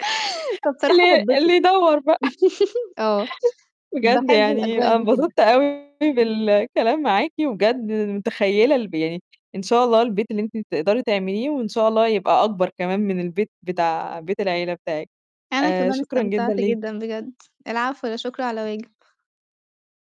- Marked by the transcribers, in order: laughing while speaking: "اللي اللي يدوّر بقى"; laugh; other noise; distorted speech
- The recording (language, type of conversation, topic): Arabic, podcast, إيه هي طقوس الإفطار عندكم في رمضان؟